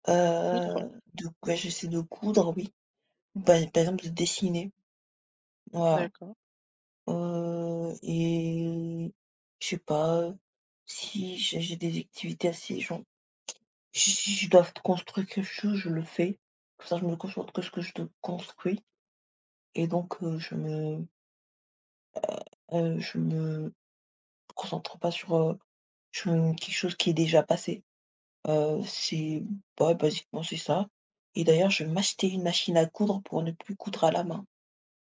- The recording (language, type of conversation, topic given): French, unstructured, Comment éviter de trop ruminer des pensées négatives ?
- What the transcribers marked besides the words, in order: other background noise; drawn out: "et"; tsk; tapping